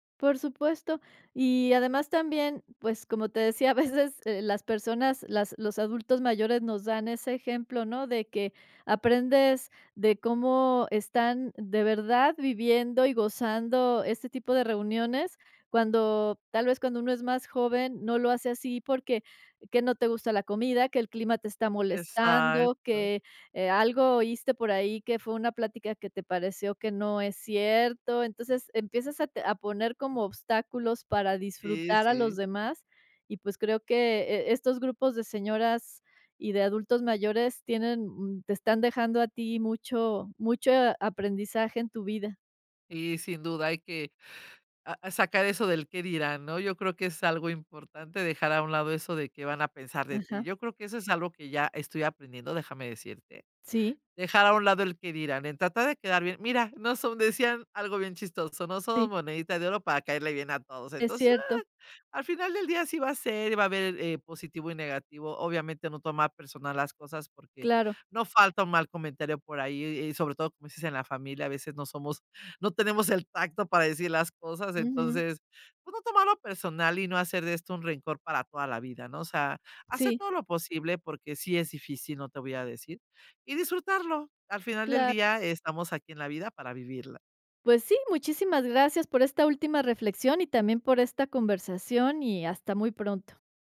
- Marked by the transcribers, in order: drawn out: "Exacto"
- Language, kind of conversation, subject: Spanish, podcast, ¿Qué recuerdos tienes de comidas compartidas con vecinos o familia?